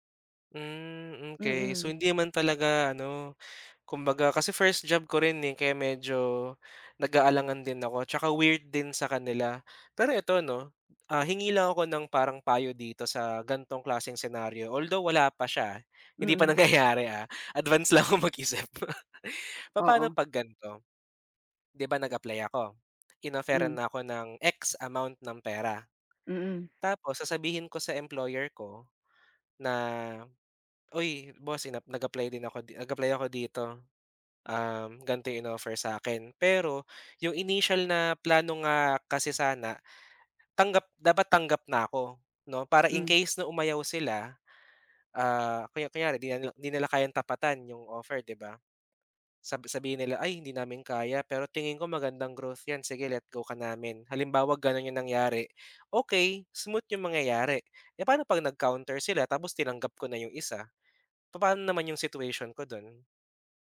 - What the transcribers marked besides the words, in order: laughing while speaking: "nangyayari ah, advance lang ako mag-isip"
- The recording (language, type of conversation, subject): Filipino, advice, Bakit ka nag-aalala kung tatanggapin mo ang kontra-alok ng iyong employer?